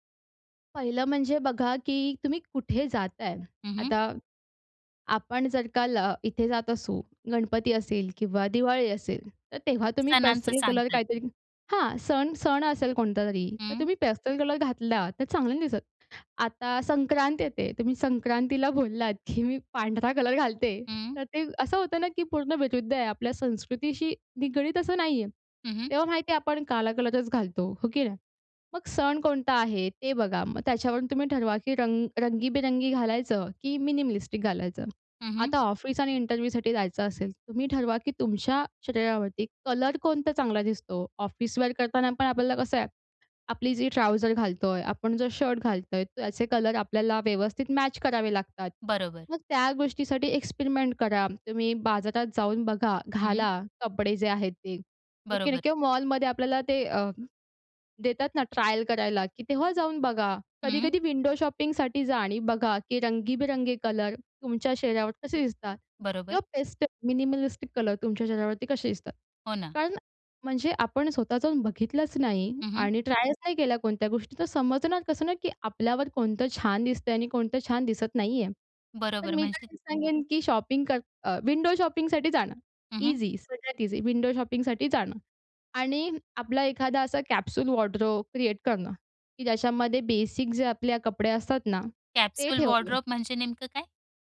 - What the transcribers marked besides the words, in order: joyful: "की मी पांढरा कलर घालते"; in English: "मिनिमलिस्टिक"; tapping; in English: "इंटरव्ह्यूसाठी"; in English: "एक्सपेरिमेंट"; in English: "विंडो शॉपिंगसाठी"; in English: "मिनिमलिस्टिक"; in English: "विंडो शॉपिंगसाठी"; in English: "इझी"; in English: "इझी विंडो शॉपिंगसाठी"; in English: "कॅप्सूल वॉर्डरोब क्रिएट"; in English: "बेसिक"; in English: "कॅप्सूल वॉर्डरोब"
- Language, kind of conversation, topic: Marathi, podcast, तुम्ही स्वतःची स्टाईल ठरवताना साधी-सरळ ठेवायची की रंगीबेरंगी, हे कसे ठरवता?